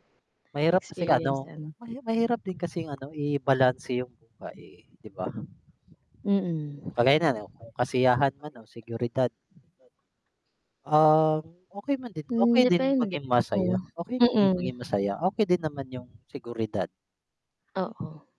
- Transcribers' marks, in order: other background noise; tapping; wind; mechanical hum; distorted speech
- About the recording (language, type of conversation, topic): Filipino, unstructured, Mas pipiliin mo bang maging masaya pero walang pera, o maging mayaman pero laging malungkot?